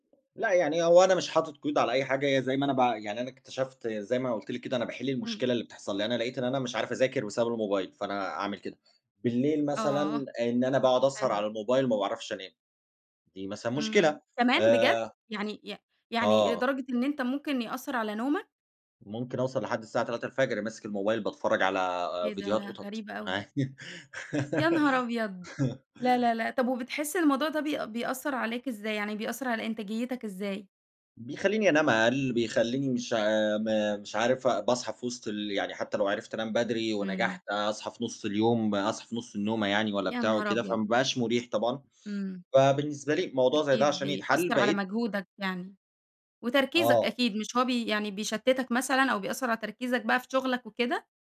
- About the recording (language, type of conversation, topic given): Arabic, podcast, إزاي بتنظّم وقتك على السوشيال ميديا؟
- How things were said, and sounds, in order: laugh